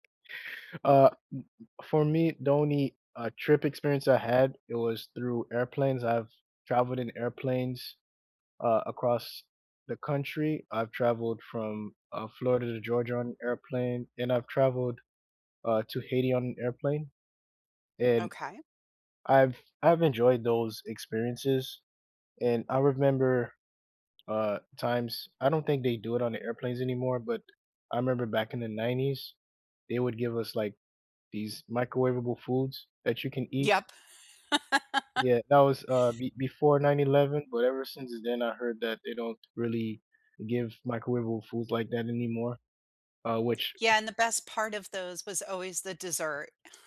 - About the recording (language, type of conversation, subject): English, unstructured, What makes a trip feel like a true adventure?
- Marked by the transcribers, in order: tapping; laugh